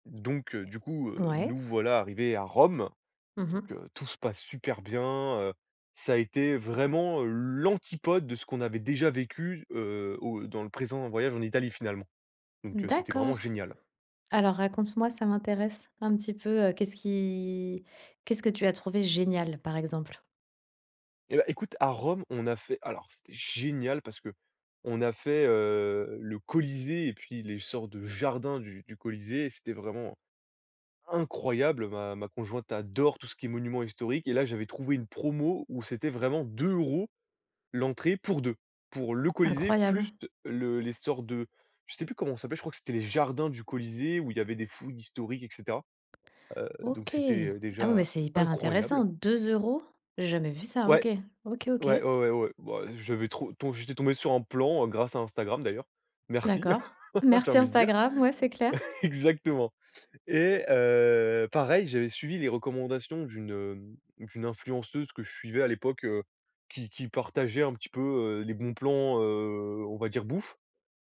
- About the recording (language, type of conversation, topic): French, podcast, As-tu déjà raté un train pour mieux tomber ailleurs ?
- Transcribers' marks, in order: stressed: "Rome"; drawn out: "heu"; tapping; stressed: "incroyable"; laugh